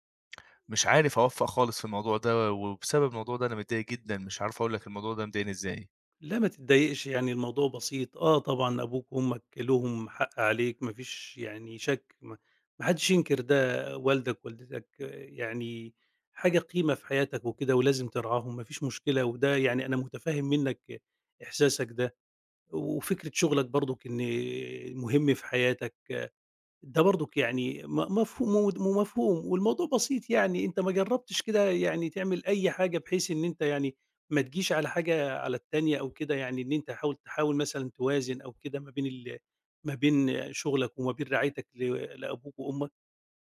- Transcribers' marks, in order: tapping
- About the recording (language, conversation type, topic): Arabic, advice, إزاي أوازن بين شغلي ورعاية أبويا وأمي الكبار في السن؟